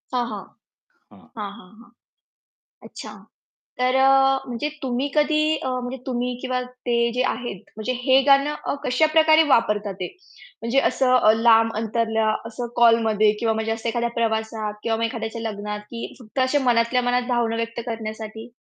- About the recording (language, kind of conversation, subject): Marathi, podcast, तुमच्या प्रिय व्यक्तीशी जोडलेलं गाणं कोणतं आहे?
- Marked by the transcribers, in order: static; other background noise